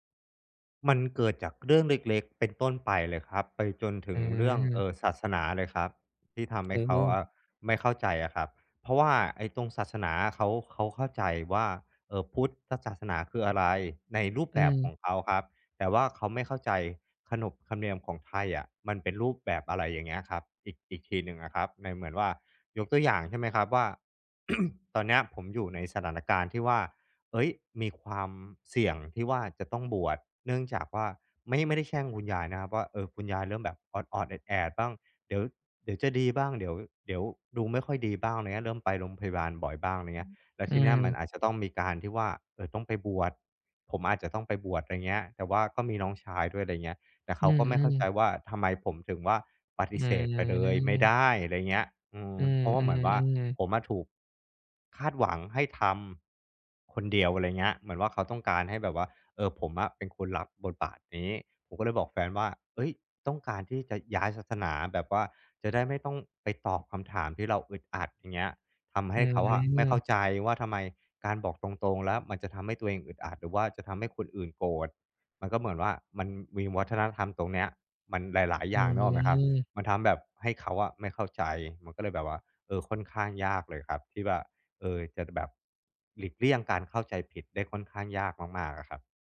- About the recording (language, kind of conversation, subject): Thai, advice, ฉันควรทำอย่างไรเพื่อหลีกเลี่ยงความเข้าใจผิดทางวัฒนธรรม?
- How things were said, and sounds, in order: tapping; throat clearing; other noise; other background noise